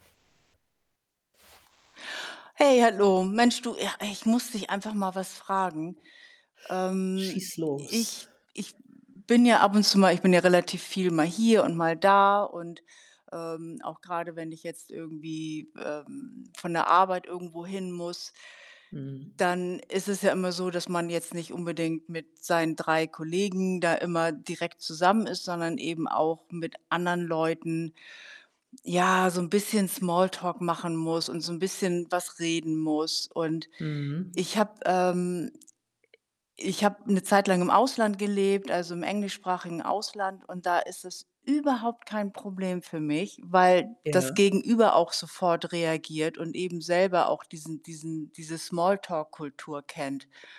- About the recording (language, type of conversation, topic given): German, advice, Wie erlebst du Smalltalk bei Networking-Veranstaltungen oder Feiern?
- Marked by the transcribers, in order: other background noise; distorted speech